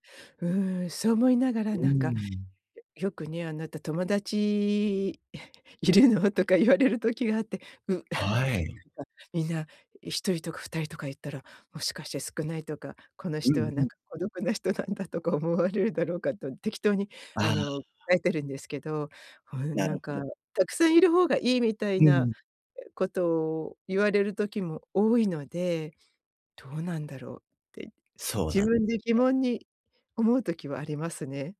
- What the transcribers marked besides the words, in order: laughing while speaking: "いるの？とか言われる"; laugh; laughing while speaking: "孤独な人なんだとか思われるだろうかと"; tapping
- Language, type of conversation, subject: Japanese, advice, グループの中で自分の居場所が見つからないとき、どうすれば馴染めますか？